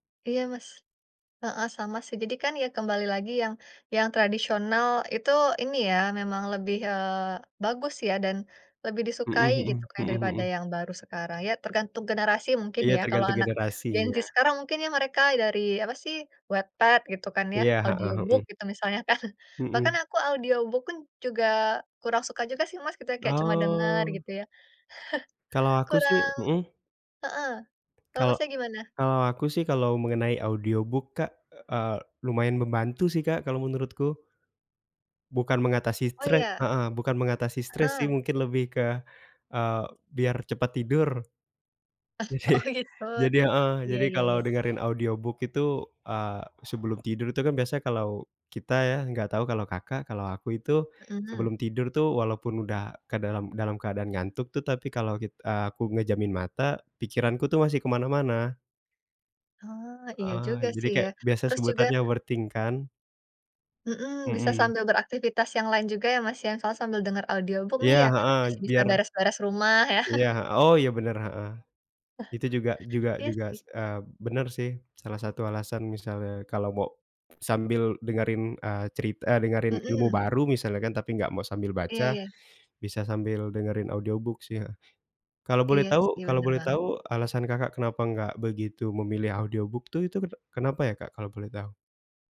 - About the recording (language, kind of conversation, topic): Indonesian, unstructured, Bagaimana hobi membantumu mengatasi stres?
- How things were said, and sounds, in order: in English: "audiobook"; laughing while speaking: "kan"; in English: "audiobook"; chuckle; in English: "audiobook"; tapping; chuckle; laughing while speaking: "oh gitu"; laughing while speaking: "Jadi"; other background noise; in English: "audiobook"; in English: "overthink"; in English: "audiobook"; laugh; chuckle; other noise; in English: "audiobook"; in English: "audiobook"